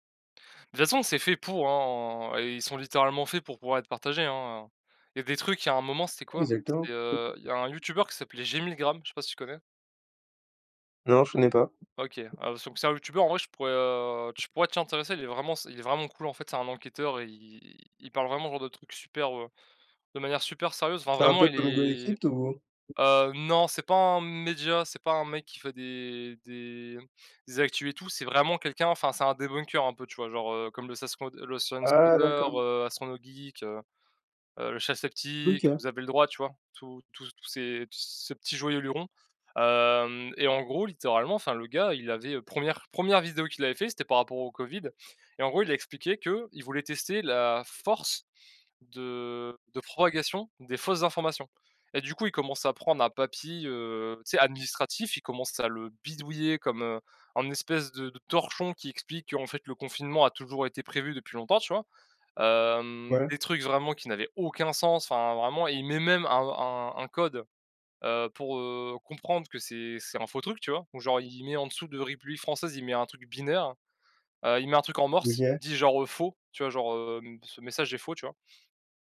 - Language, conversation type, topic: French, unstructured, Comment la technologie peut-elle aider à combattre les fausses informations ?
- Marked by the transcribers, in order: tapping; other background noise; stressed: "vraiment"; in English: "debunker"; stressed: "aucun"